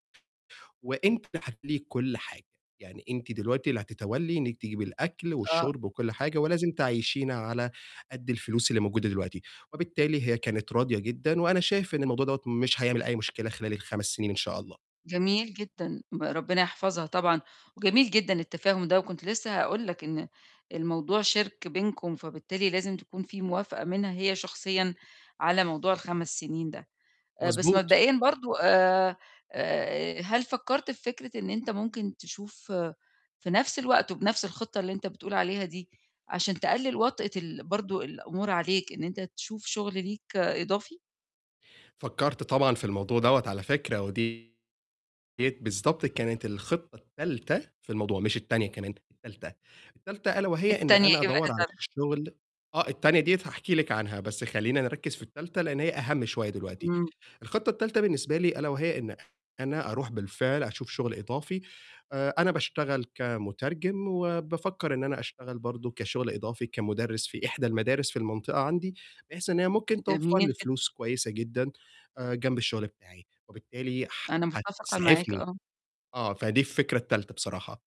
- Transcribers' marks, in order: distorted speech; horn; tapping
- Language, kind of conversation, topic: Arabic, advice, إزاي أبدأ أكلم شريكي أو أهلي عن ديوني ونعمل مع بعض خطة سداد مناسبة؟